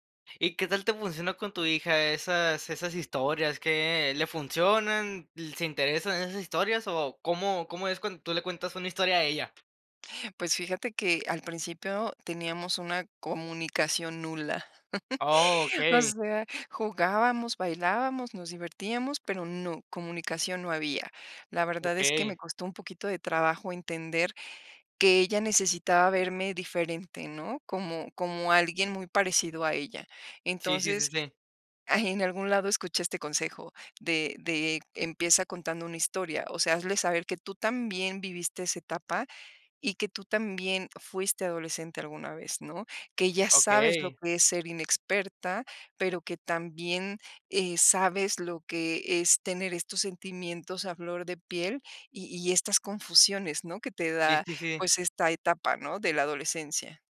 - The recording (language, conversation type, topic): Spanish, podcast, ¿Qué tipo de historias te ayudan a conectar con la gente?
- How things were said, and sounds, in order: chuckle